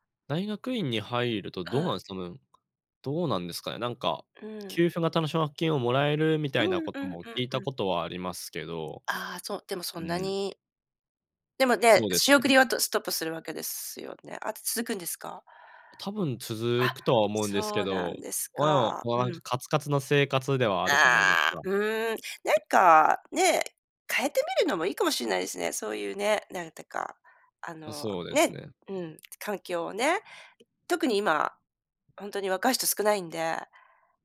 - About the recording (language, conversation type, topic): Japanese, advice, 選択を迫られ、自分の価値観に迷っています。どうすれば整理して決断できますか？
- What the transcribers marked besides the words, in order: none